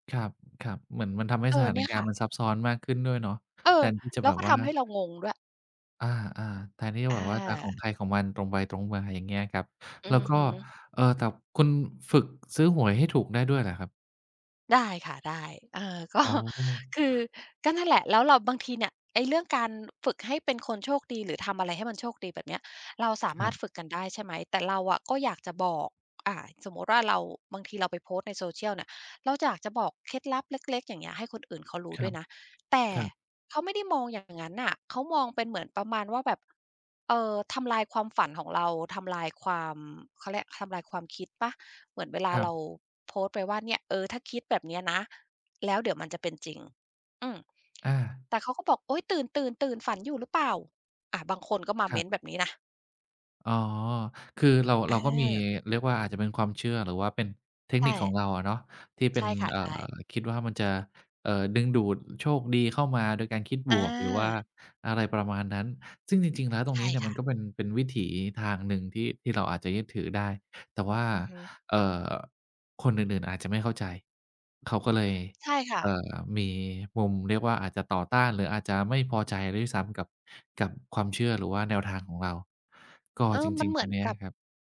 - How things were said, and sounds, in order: other background noise; laughing while speaking: "ก็"
- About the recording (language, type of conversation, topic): Thai, advice, ทำไมคุณถึงกลัวการแสดงความคิดเห็นบนโซเชียลมีเดียที่อาจขัดแย้งกับคนรอบข้าง?